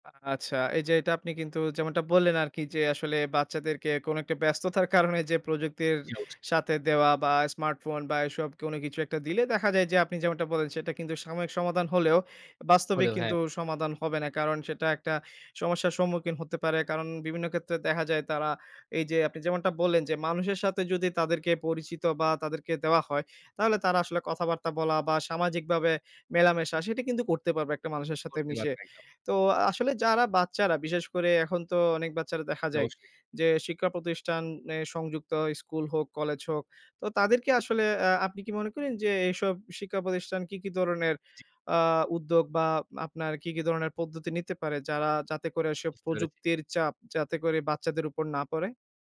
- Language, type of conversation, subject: Bengali, podcast, বাচ্চাদের প্রযুক্তি-অতিভার কমাতে আপনি কী পরামর্শ দেবেন?
- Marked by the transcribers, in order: laughing while speaking: "ব্যস্ততার"